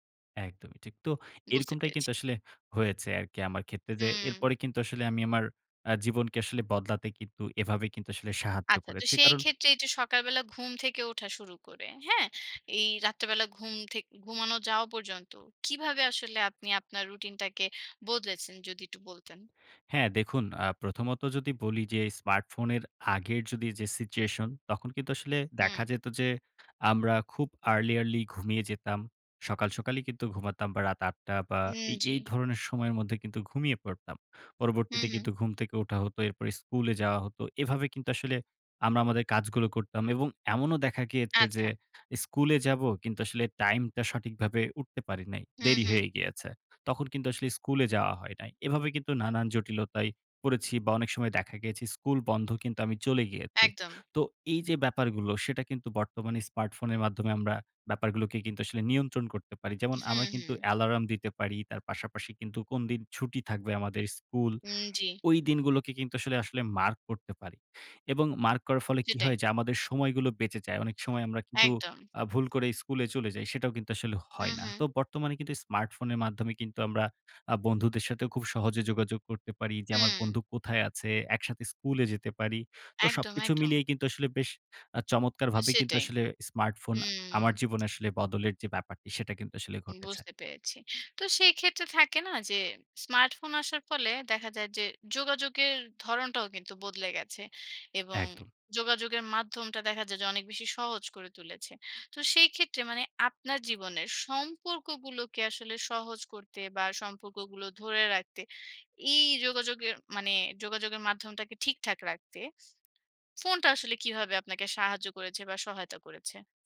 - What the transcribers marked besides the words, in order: in English: "early, early"; "অ্যালার্ম" said as "অ্যালারাম"
- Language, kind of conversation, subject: Bengali, podcast, তোমার ফোন জীবনকে কীভাবে বদলে দিয়েছে বলো তো?